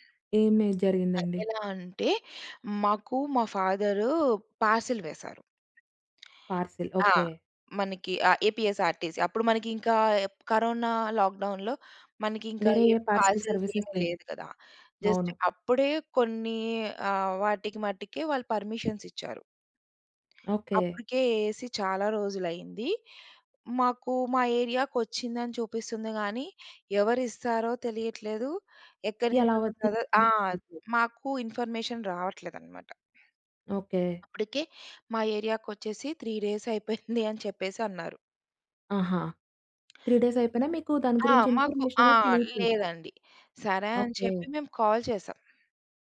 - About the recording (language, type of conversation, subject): Telugu, podcast, ఆన్‌లైన్‌లో మీరు మీ వ్యక్తిగత సమాచారాన్ని ఎంతవరకు పంచుకుంటారు?
- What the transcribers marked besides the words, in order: in English: "పార్సెల్"; other background noise; in English: "ఏపీఎస్ఆర్టీసీ"; in English: "పార్సెల్"; in English: "లాక్‌డౌన్‌లో"; in English: "పార్సల్స్"; in English: "పార్సెల్ సర్వీసెస్"; in English: "జస్ట్"; in English: "పర్మిషన్స్"; other noise; in English: "ఇన్ఫర్మేషన్"; in English: "త్రీ డేస్"; in English: "త్రీ డేస్"; tapping; in English: "ఇన్ఫర్మేషన్"; in English: "కాల్"